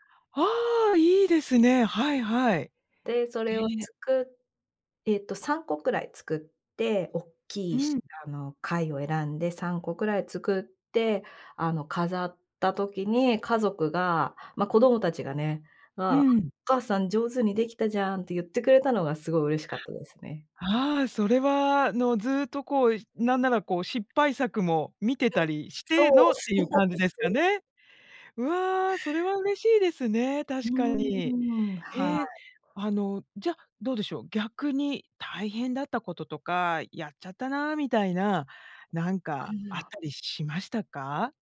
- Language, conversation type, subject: Japanese, podcast, あなたの一番好きな創作系の趣味は何ですか？
- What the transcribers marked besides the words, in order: laughing while speaking: "そう そう そう"